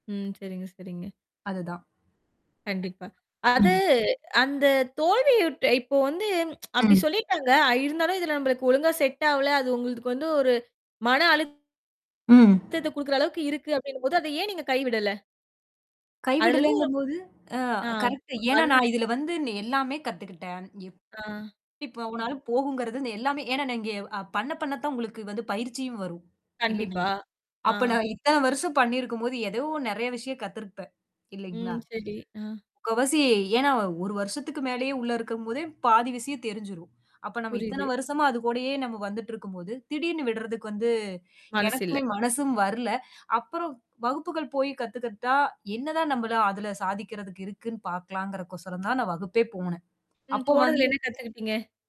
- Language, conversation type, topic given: Tamil, podcast, அந்த நாளின் தோல்வி இப்போது உங்கள் கலைப் படைப்புகளை எந்த வகையில் பாதித்திருக்கிறது?
- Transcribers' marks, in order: static; mechanical hum; tsk; in English: "செட்"; distorted speech; other background noise; in English: "கரெக்ட்டு"; "கத்துகிட்ட" said as "கத்துகட்ட"